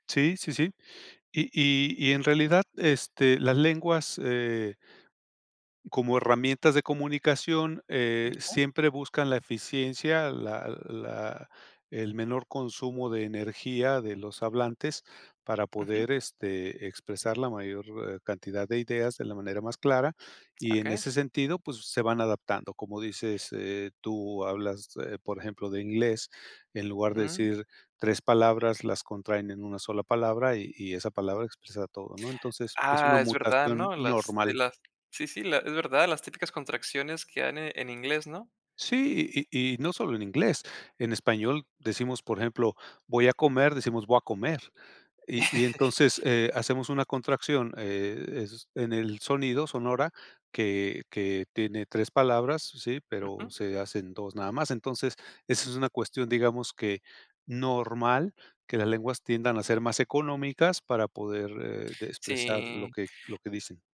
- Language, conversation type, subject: Spanish, podcast, ¿Cómo haces para que los jóvenes no olviden su lengua materna?
- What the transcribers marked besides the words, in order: other background noise; "Voy a" said as "Voa"; laugh